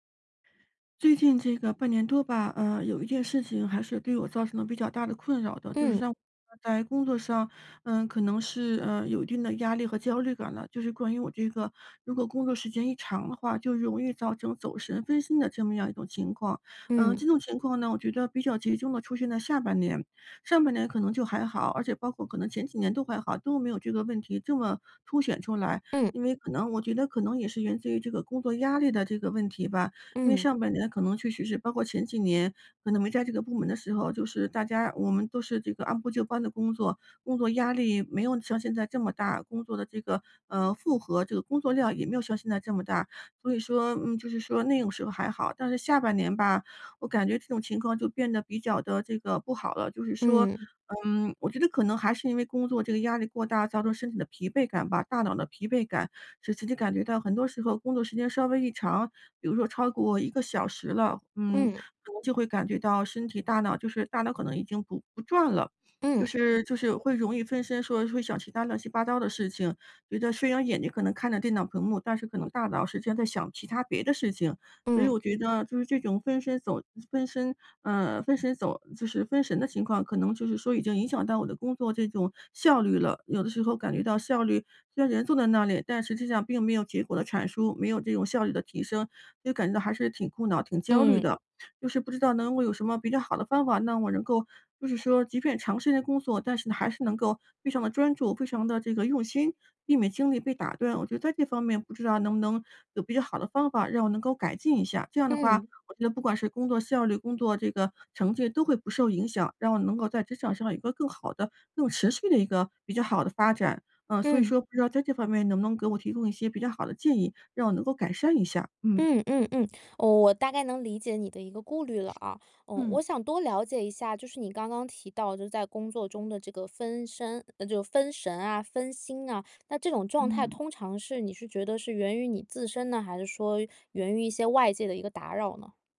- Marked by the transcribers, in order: "分神" said as "分身"
- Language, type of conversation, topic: Chinese, advice, 长时间工作时如何避免精力中断和分心？